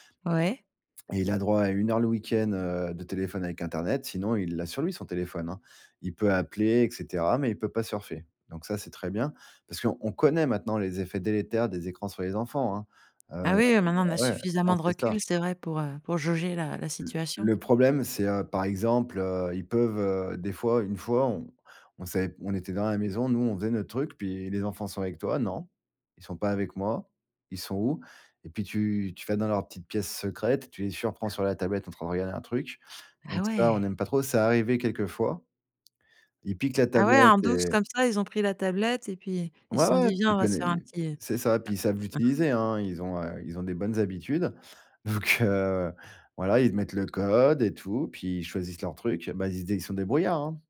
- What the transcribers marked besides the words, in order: stressed: "connaît"; other background noise; tapping; other noise; chuckle; laughing while speaking: "Vu que"
- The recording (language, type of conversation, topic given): French, podcast, Comment parler des écrans et du temps d’écran en famille ?